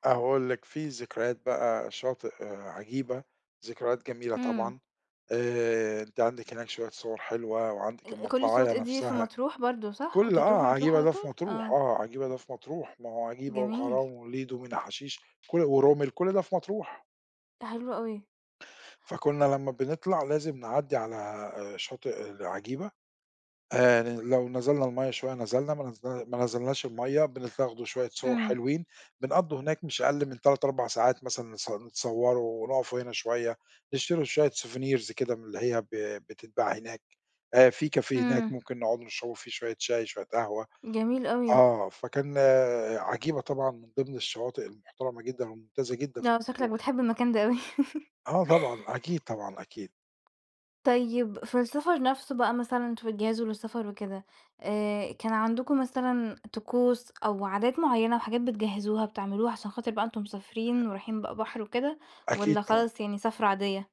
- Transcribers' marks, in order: tapping; in French: "souvenirs"; in French: "café"; chuckle; other noise
- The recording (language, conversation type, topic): Arabic, podcast, إيه أحلى ذكرى ليك من السفر مع العيلة؟